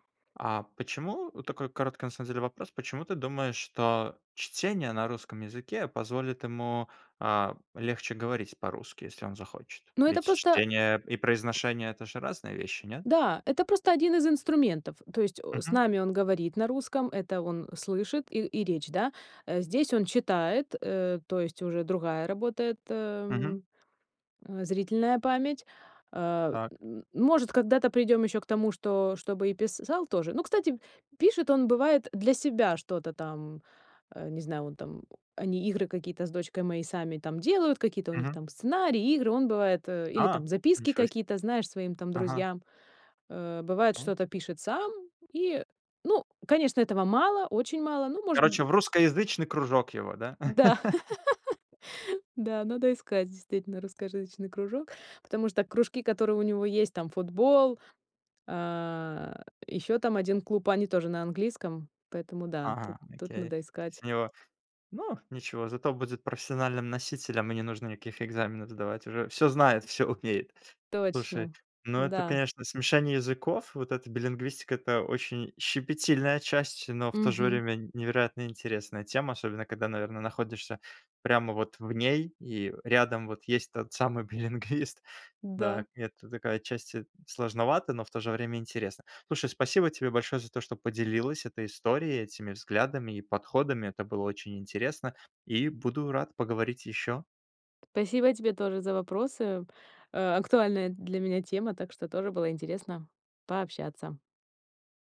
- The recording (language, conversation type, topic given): Russian, podcast, Как ты относишься к смешению языков в семье?
- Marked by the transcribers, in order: tapping; chuckle; laughing while speaking: "умеет"; laughing while speaking: "билингвист"